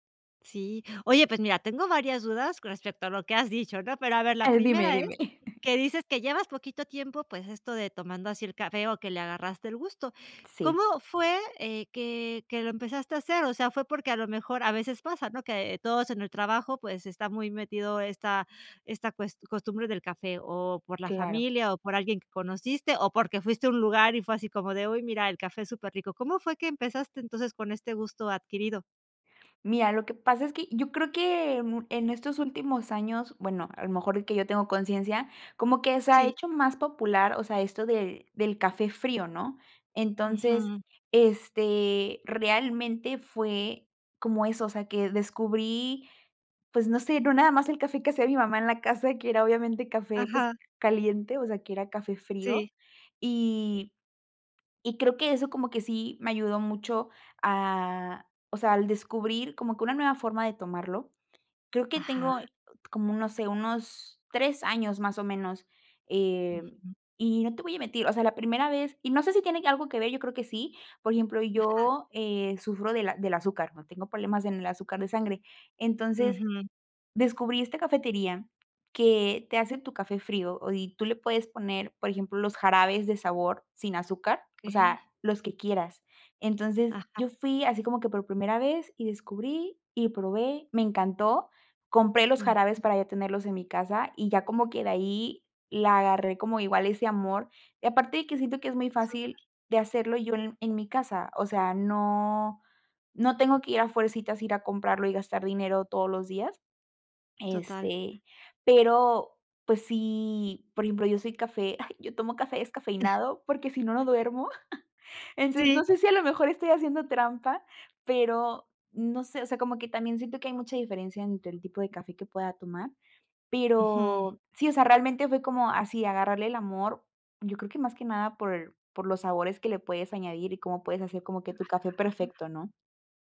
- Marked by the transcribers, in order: chuckle; tapping; other background noise; chuckle; laughing while speaking: "no sé si a lo mejor estoy haciendo trampa"; chuckle
- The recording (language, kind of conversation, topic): Spanish, podcast, ¿Qué papel tiene el café en tu mañana?